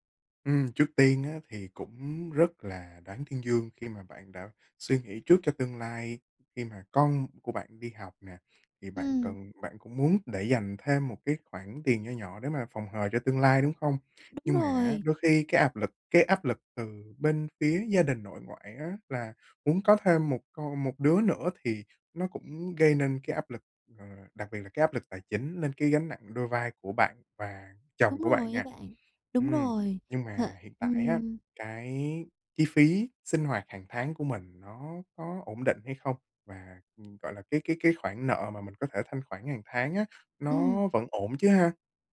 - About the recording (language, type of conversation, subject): Vietnamese, advice, Bạn cần chuẩn bị tài chính thế nào trước một thay đổi lớn trong cuộc sống?
- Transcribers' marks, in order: tapping; other background noise; "áp" said as "ạp"